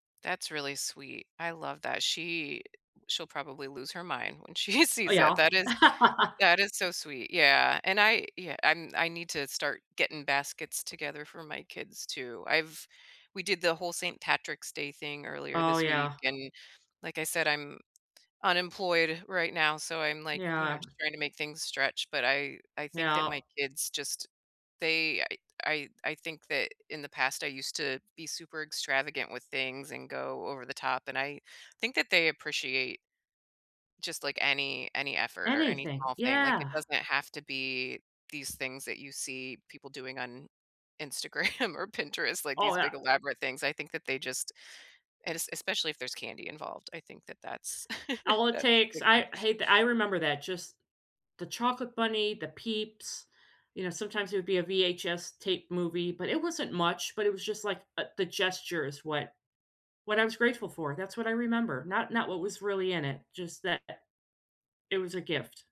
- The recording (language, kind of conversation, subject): English, unstructured, What is one small thing you are grateful for this week, and why did it matter to you?
- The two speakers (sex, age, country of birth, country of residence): female, 45-49, United States, United States; female, 55-59, United States, United States
- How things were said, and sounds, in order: laughing while speaking: "she"; laugh; laughing while speaking: "Instagram"; chuckle